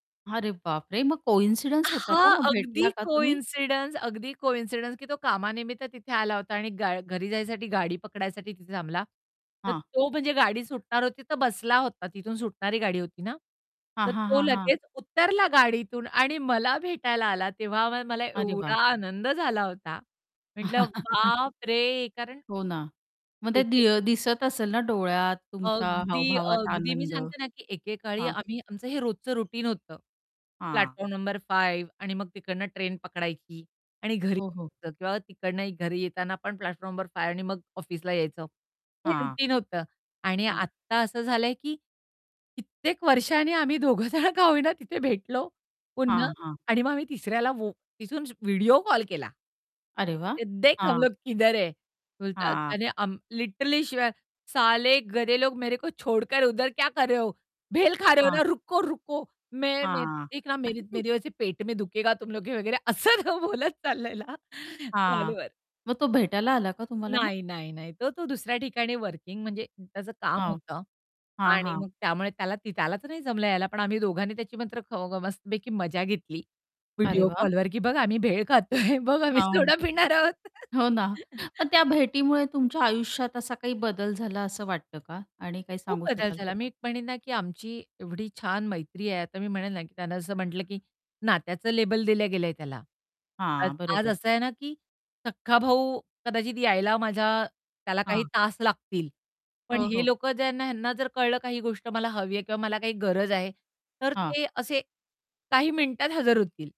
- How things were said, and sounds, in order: in English: "कॉइन्सिडन्स"; in English: "कॉइन्सिडन्स"; in English: "कॉइन्सिडन्स"; unintelligible speech; laugh; other background noise; distorted speech; in English: "रूटीन"; in English: "प्लॅटफॉर्म"; tapping; in English: "प्लॅटफॉर्म"; in English: "रूटीन"; laughing while speaking: "दोघं जण का होईना"; in Hindi: "देख हम लोग किधर है?"; in Hindi: "साले गधे लोग मेरे को … तुम लोग के"; chuckle; unintelligible speech; laughing while speaking: "असं बोलत चालललेला"; laughing while speaking: "खातोय बघ आम्ही सोडा पिणार आहोत"; laugh; in English: "लेबल"
- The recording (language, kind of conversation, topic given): Marathi, podcast, थांबलेल्या रेल्वे किंवा बसमध्ये एखाद्याशी झालेली अनपेक्षित भेट तुम्हाला आठवते का?